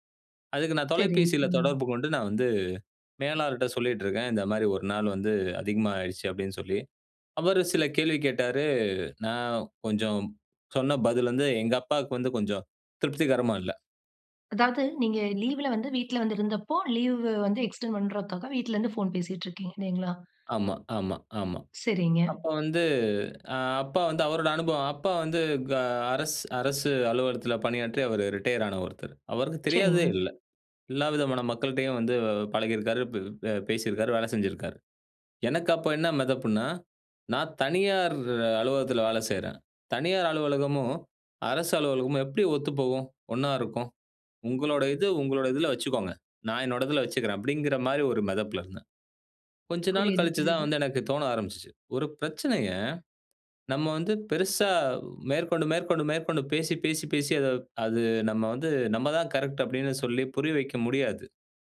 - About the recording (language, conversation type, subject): Tamil, podcast, முன்னோர்கள் அல்லது குடும்ப ஆலோசனை உங்கள் தொழில் பாதைத் தேர்வில் எவ்வளவு தாக்கத்தைச் செலுத்தியது?
- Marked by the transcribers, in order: in English: "எக்ஸ்டெண்ட்"; in English: "ஃபோன்"; in English: "ரிட்டயர்"; in English: "கரெக்ட்டு"